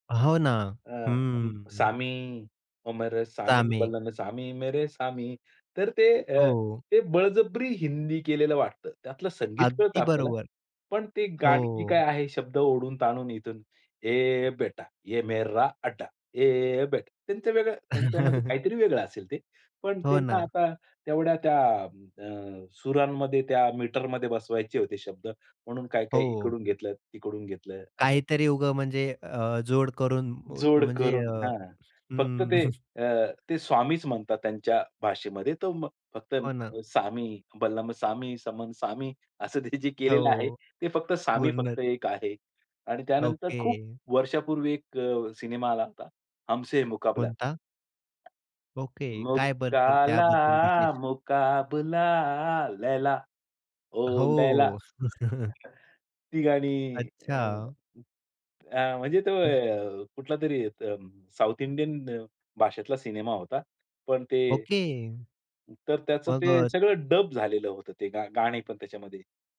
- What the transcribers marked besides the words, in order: singing: "सामी ओ मेरे सामी बलम सामी मेरे सामी"; in Hindi: "सामी ओ मेरे सामी बलम सामी मेरे सामी"; singing: "ये बेटा, ये मेरा अड्डा, ये बेटा"; other noise; chuckle; chuckle; singing: "सामी, बलम सामी, समन सामी"; in Hindi: "सामी, बलम सामी, समन सामी"; other background noise; laughing while speaking: "असं ते जे केलेलं आहे"; tapping; singing: "मुकाला, मुकाबला लैला, ओ लैला"; in Hindi: "मुकाला, मुकाबला लैला, ओ लैला"; chuckle; laughing while speaking: "ती गाणी अ, अ, म्हणजे … भाषेतला सिनेमा होता"
- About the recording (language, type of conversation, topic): Marathi, podcast, भाषेचा तुमच्या संगीताच्या आवडीवर काय परिणाम होतो?